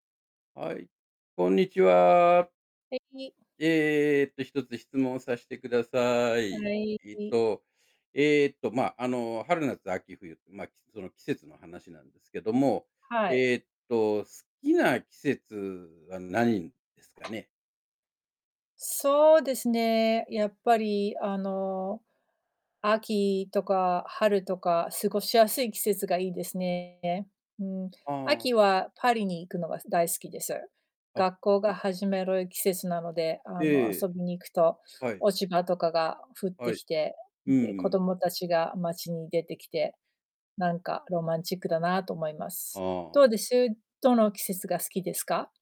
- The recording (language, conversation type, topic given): Japanese, unstructured, 好きな季節は何ですか？その理由は何ですか？
- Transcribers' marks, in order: unintelligible speech; other background noise; distorted speech